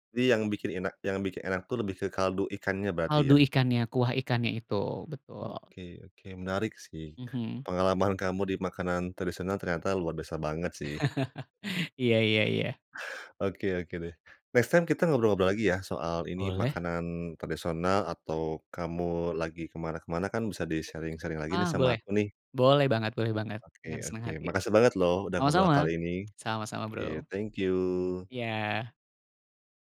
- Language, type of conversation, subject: Indonesian, podcast, Apa makanan tradisional yang selalu bikin kamu kangen?
- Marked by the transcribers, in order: other background noise; chuckle; in English: "next time"; in English: "di-sharing-sharing"